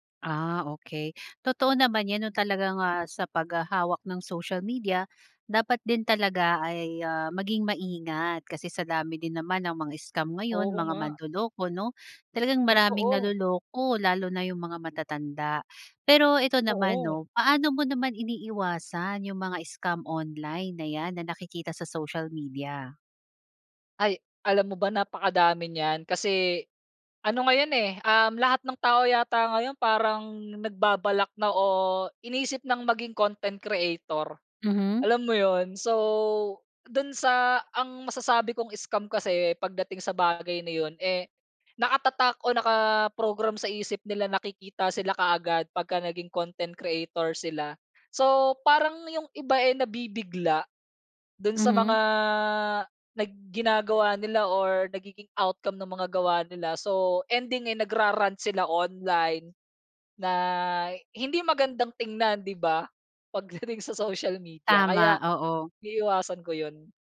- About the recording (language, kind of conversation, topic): Filipino, podcast, Paano nakaaapekto ang midyang panlipunan sa paraan ng pagpapakita mo ng sarili?
- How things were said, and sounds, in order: other background noise; stressed: "Totoo"; laughing while speaking: "pagdating sa social media"